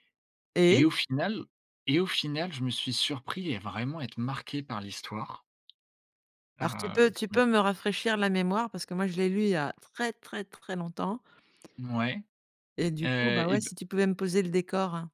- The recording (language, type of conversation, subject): French, podcast, Quel livre as-tu découvert quand tu étais jeune et qui te parle encore aujourd’hui ?
- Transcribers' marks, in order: tapping